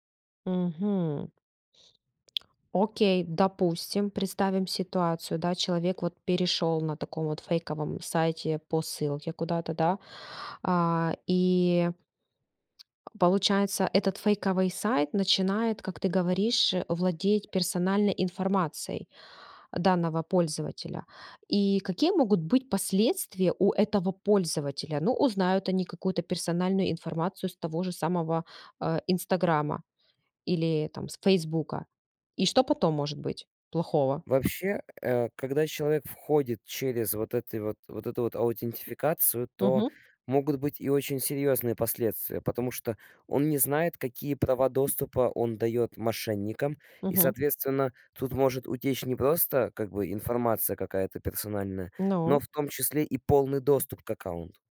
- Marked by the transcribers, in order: tongue click; tapping
- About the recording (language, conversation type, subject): Russian, podcast, Как отличить надёжный сайт от фейкового?